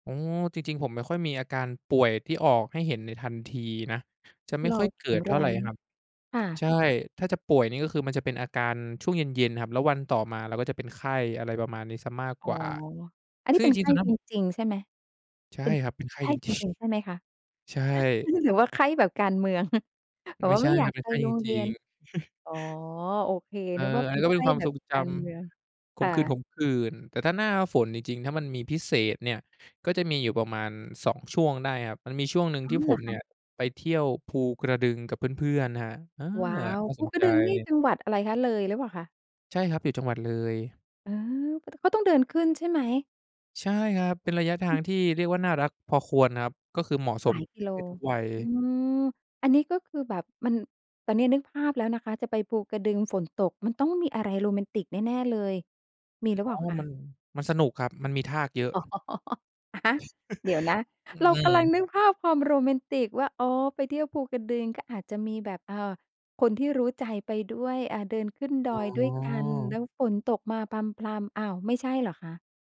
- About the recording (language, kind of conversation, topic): Thai, podcast, ช่วงฤดูฝนคุณมีความทรงจำพิเศษอะไรบ้าง?
- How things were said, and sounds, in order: laughing while speaking: "จริง"; chuckle; chuckle; unintelligible speech; tapping; laughing while speaking: "อ๋อ"; chuckle